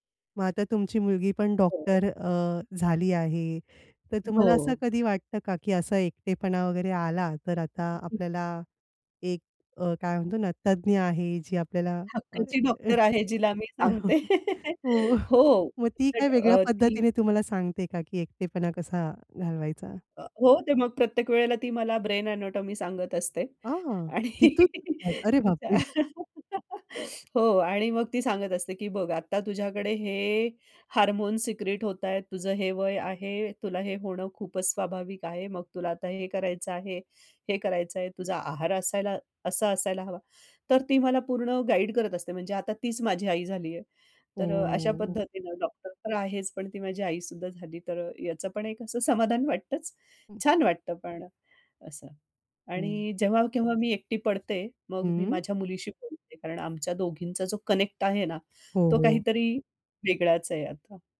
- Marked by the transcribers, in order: other background noise; chuckle; laugh; in English: "ब्रेन एनाटॉमी"; laugh; laughing while speaking: "तिच्या"; laugh; in English: "हार्मोन्स सिक्रेट"; drawn out: "ओ"; in English: "कनेक्ट"
- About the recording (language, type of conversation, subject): Marathi, podcast, एकटे वाटू लागले तर तुम्ही प्रथम काय करता?